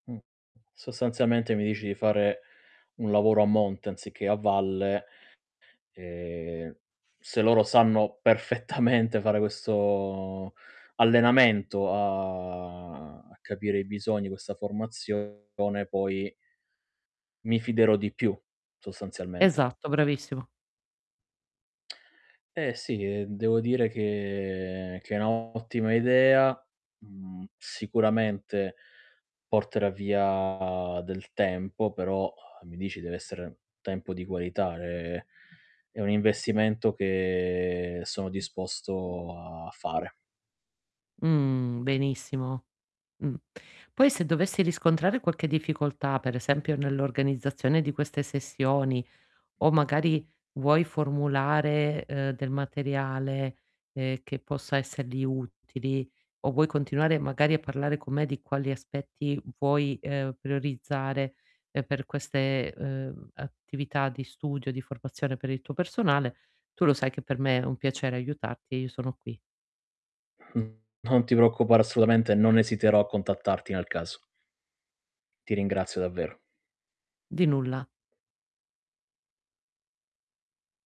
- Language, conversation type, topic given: Italian, advice, Come posso comunicare aspettative chiare quando delego compiti al mio team o a un collaboratore esterno?
- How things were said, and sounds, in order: laughing while speaking: "perfettamente"; drawn out: "a"; distorted speech; tongue click; sigh; other background noise; drawn out: "che"; static; tapping; "prioritizzare" said as "priorizzare"